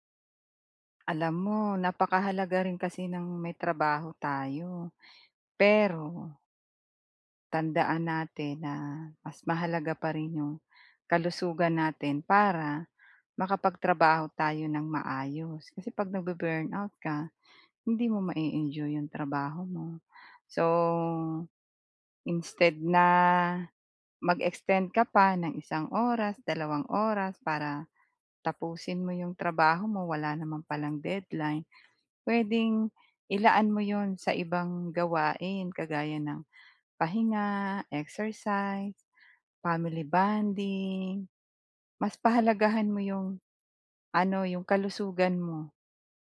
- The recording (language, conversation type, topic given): Filipino, advice, Paano ako makapagtatakda ng malinaw na hangganan sa oras ng trabaho upang maiwasan ang pagkasunog?
- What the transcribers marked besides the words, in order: none